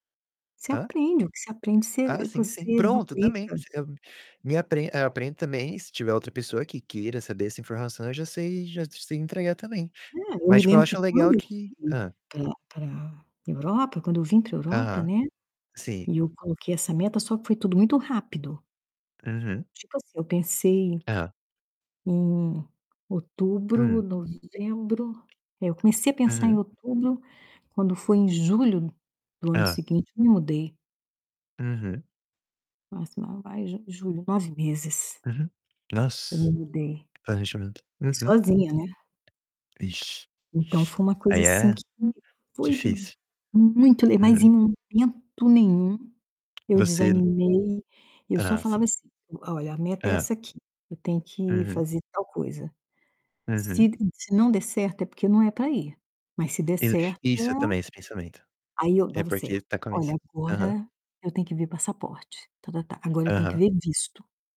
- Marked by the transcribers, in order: static; tapping
- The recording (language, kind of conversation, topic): Portuguese, unstructured, Qual é o maior desafio para alcançar suas metas?